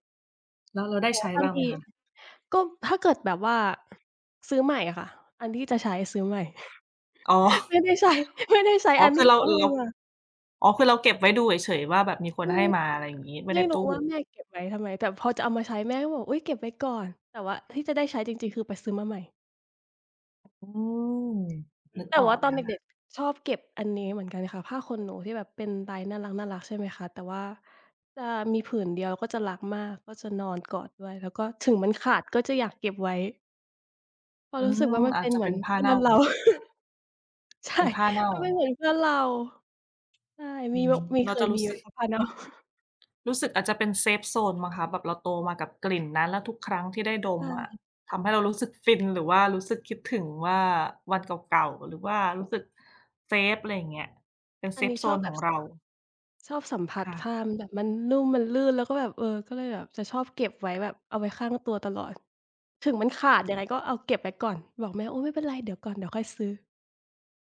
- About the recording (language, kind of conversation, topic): Thai, unstructured, ทำไมบางคนถึงชอบเก็บของที่ดูเหมือนจะเน่าเสียไว้?
- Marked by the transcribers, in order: tapping; chuckle; laughing while speaking: "ไม่ได้ใช้"; laugh; laughing while speaking: "ใช่"; other background noise; laughing while speaking: "เน่า"